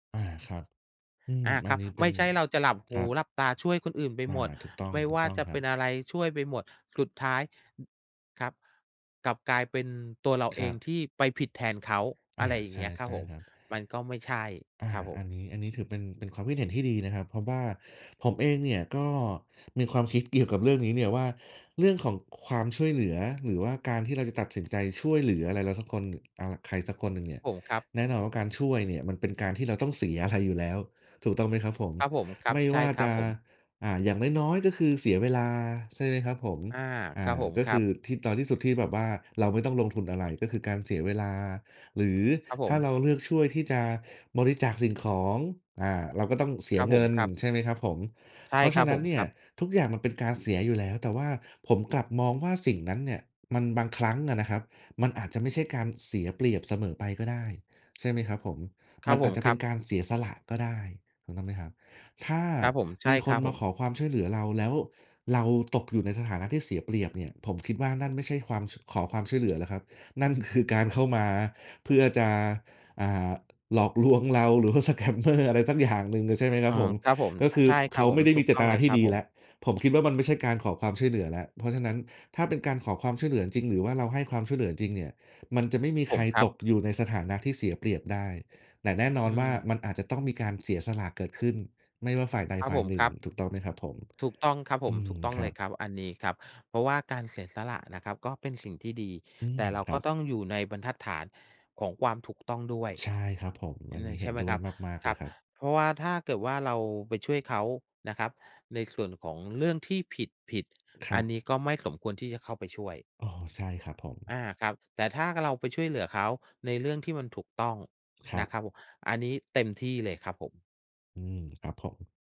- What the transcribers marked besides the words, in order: tapping; laughing while speaking: "สแกมเมอร์"; in English: "สแกมเมอร์"; other background noise
- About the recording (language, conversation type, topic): Thai, unstructured, ถ้าคุณสามารถช่วยใครสักคนได้โดยไม่หวังผลตอบแทน คุณจะช่วยไหม?